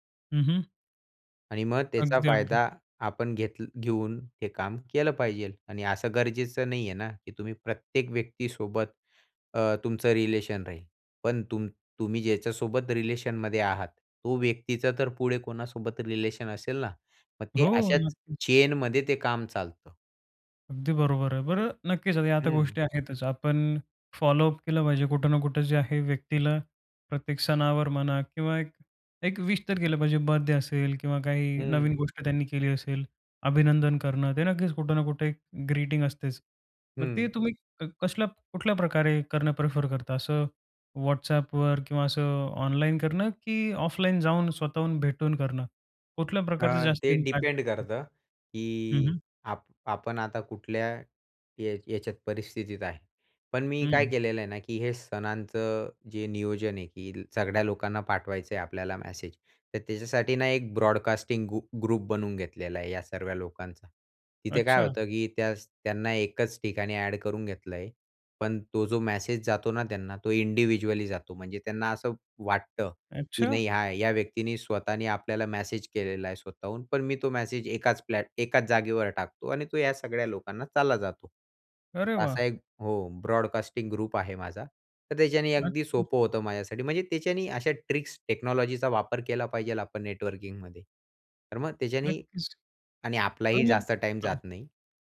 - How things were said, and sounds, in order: other background noise; in English: "इम्पॅक्ट"; in English: "ब्रॉडकास्टिंग"; in English: "ग्रुप"; in English: "इंडिव्हिज्युअली"; in English: "ग्रुप"; in English: "टेक्नॉलॉजीचा"
- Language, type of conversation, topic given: Marathi, podcast, नेटवर्किंगमध्ये सुरुवात कशी करावी?